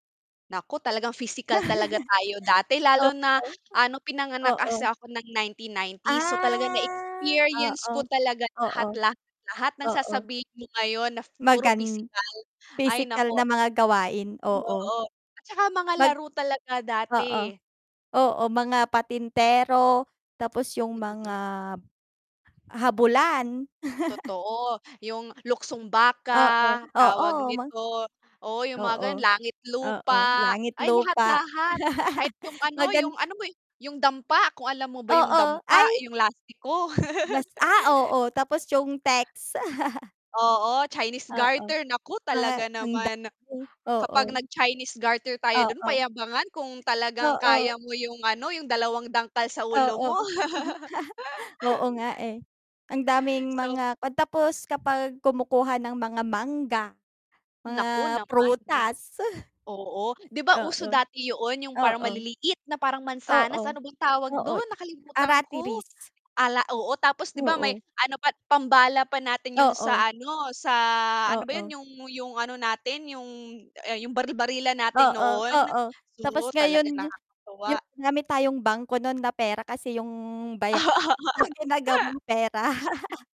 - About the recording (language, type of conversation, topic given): Filipino, unstructured, Paano mo ilalarawan ang pinakamasayang araw ng iyong pagkabata?
- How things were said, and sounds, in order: laugh; static; distorted speech; drawn out: "Ah"; tapping; chuckle; laugh; laugh; chuckle; laugh; laughing while speaking: "Oo"